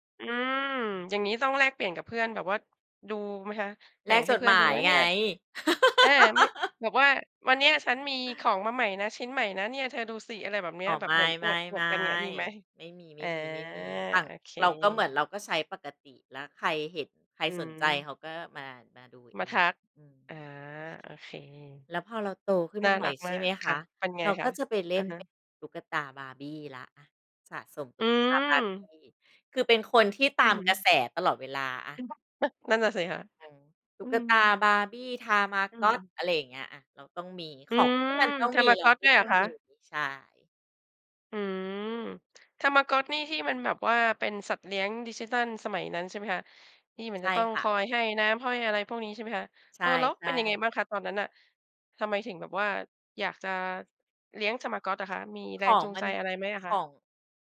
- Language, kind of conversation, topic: Thai, podcast, ตอนเด็กๆ คุณเคยสะสมอะไรบ้าง เล่าให้ฟังหน่อยได้ไหม?
- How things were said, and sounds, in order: laugh